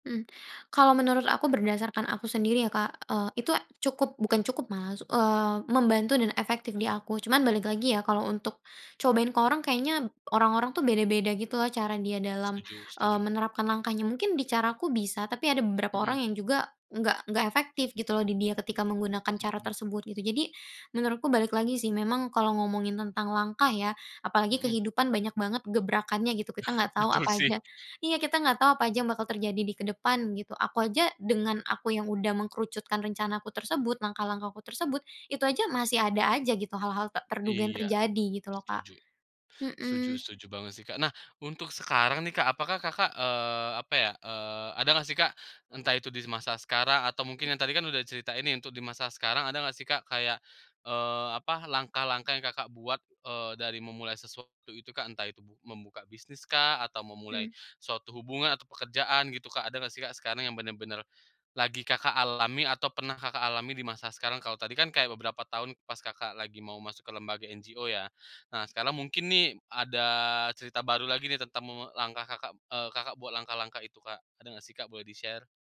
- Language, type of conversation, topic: Indonesian, podcast, Apa langkah pertama yang kamu sarankan untuk orang yang ingin mulai sekarang?
- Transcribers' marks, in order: other background noise; chuckle; laughing while speaking: "Betul"; in English: "di-share?"